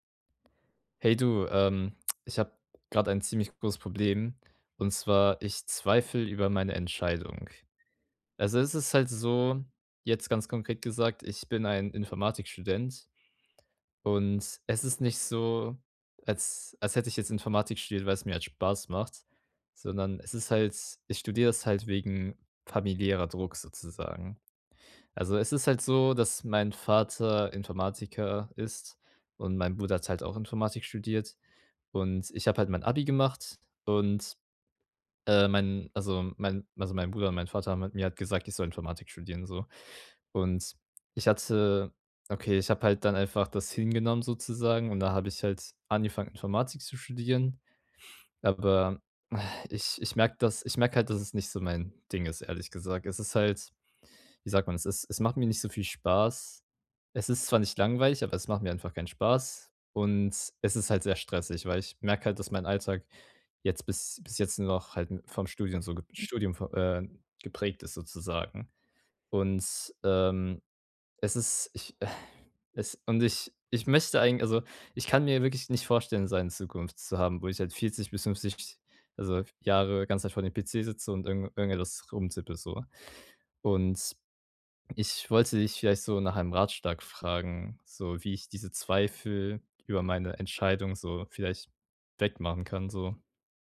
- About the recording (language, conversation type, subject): German, advice, Wie überwinde ich Zweifel und bleibe nach einer Entscheidung dabei?
- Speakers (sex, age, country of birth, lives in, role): male, 18-19, Germany, Germany, user; male, 25-29, Germany, Germany, advisor
- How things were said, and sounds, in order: sigh; other background noise; sigh